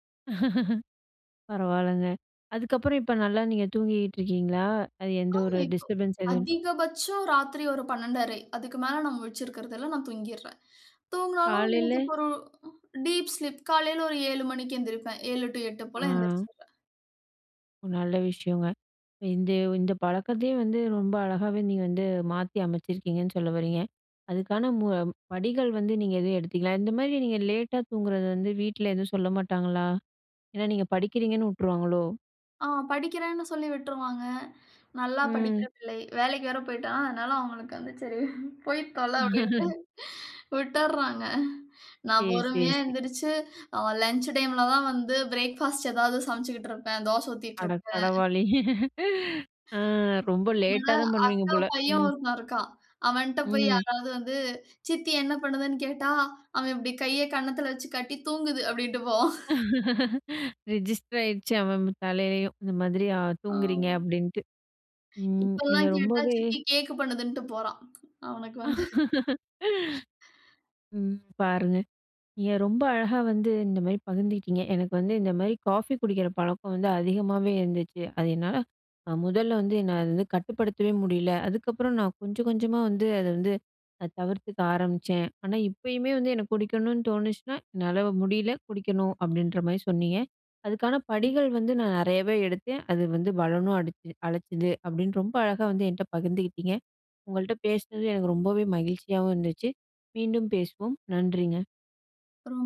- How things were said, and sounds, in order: laugh; in English: "டிஸ்டர்பன்ஸ்"; in English: "டீப் ஸ்லீப்"; laughing while speaking: "சரி போய் தொல! அப்பிடின்ட்டு விட்டர்றாங்க"; laugh; in English: "பிரேக் ஃபாஸ்ட்"; "கடவுளே" said as "கடவாளி"; laugh; other background noise; laughing while speaking: "அப்பிடின்ட்டு போவான்"; laugh; in English: "ரெஜிஸ்டர்"; laughing while speaking: "அவனுக்கு வந்து"; laugh; other noise
- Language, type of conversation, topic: Tamil, podcast, ஒரு பழக்கத்தை மாற்ற நீங்கள் எடுத்த முதல் படி என்ன?